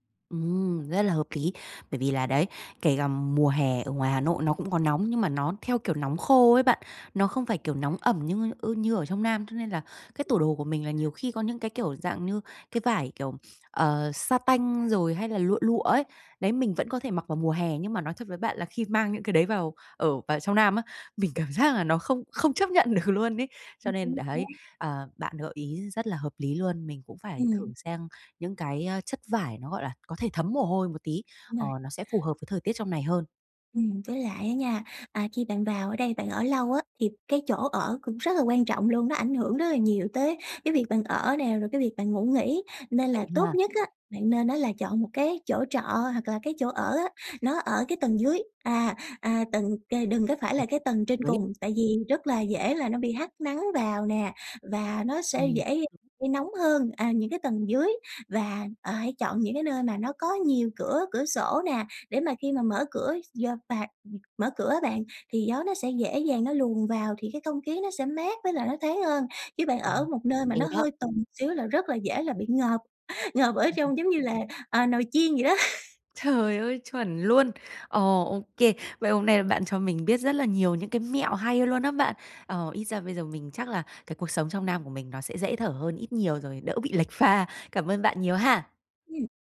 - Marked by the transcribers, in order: tapping; other background noise; laughing while speaking: "mình cảm giác"; laughing while speaking: "được luôn"; unintelligible speech; chuckle; laughing while speaking: "đó"
- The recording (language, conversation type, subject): Vietnamese, advice, Làm sao để thích nghi khi thời tiết thay đổi mạnh?